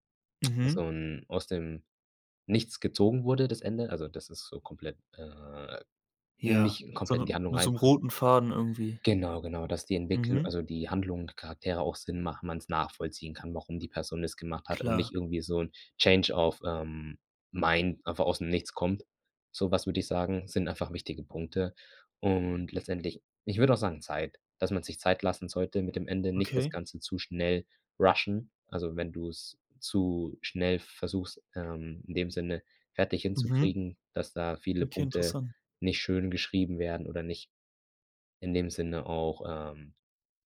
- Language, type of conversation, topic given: German, podcast, Warum reagieren Fans so stark auf Serienenden?
- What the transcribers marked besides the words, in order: in English: "Change of, ähm, mind"; in English: "rushen"